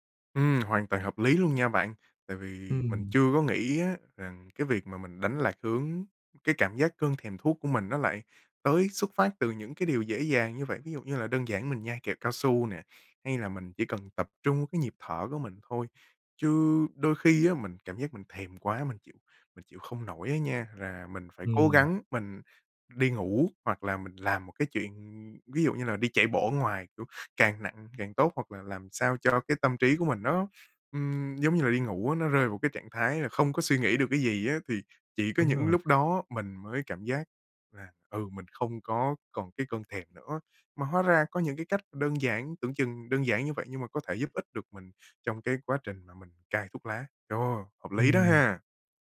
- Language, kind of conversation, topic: Vietnamese, advice, Làm thế nào để đối mặt với cơn thèm khát và kiềm chế nó hiệu quả?
- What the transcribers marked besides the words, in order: other background noise